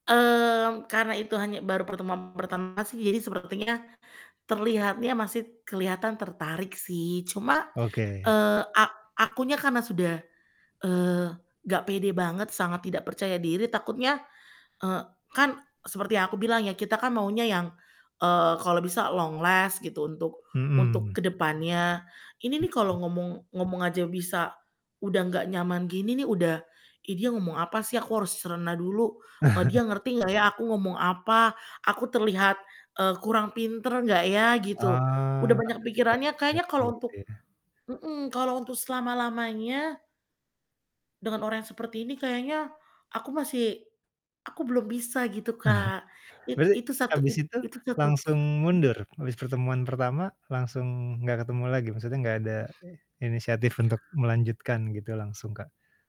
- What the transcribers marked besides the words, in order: distorted speech; in English: "long last"; chuckle; unintelligible speech; static; chuckle
- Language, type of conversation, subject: Indonesian, advice, Bagaimana cara mengatasi rasa takut memulai kencan karena rendahnya rasa percaya diri?